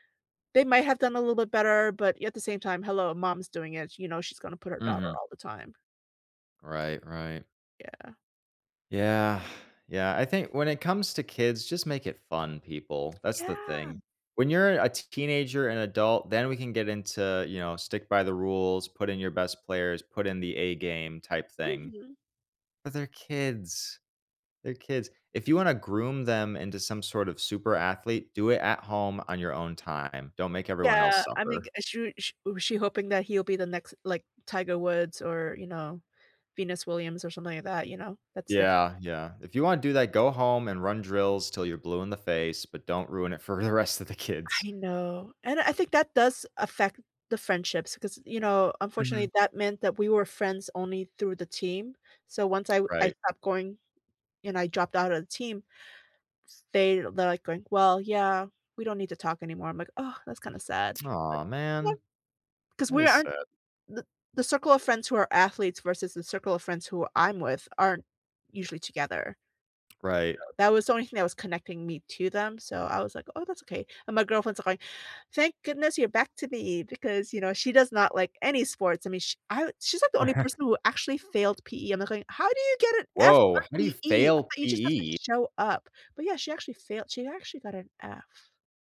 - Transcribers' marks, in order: tapping; sigh; laughing while speaking: "the rest of the kids"; other background noise; background speech; laughing while speaking: "Okay"
- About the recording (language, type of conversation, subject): English, unstructured, How can I use school sports to build stronger friendships?